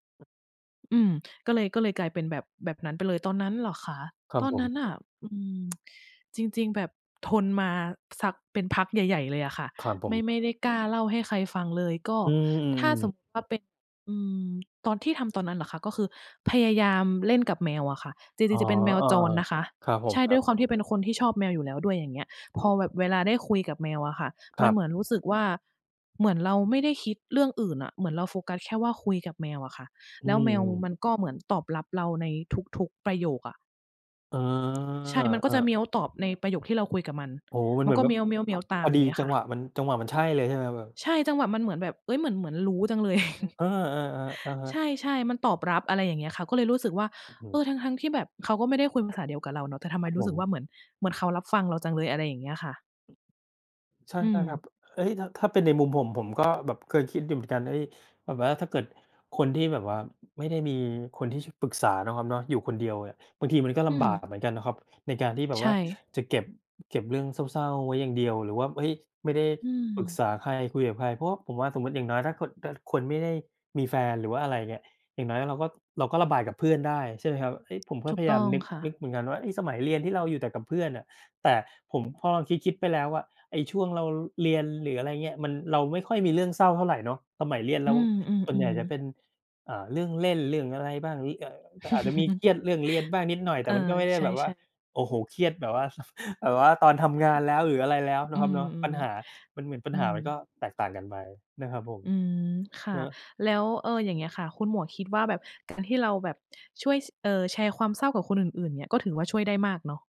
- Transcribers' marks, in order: other background noise; tsk; stressed: "เออ"; chuckle; chuckle; chuckle
- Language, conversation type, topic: Thai, unstructured, คุณรับมือกับความเศร้าอย่างไร?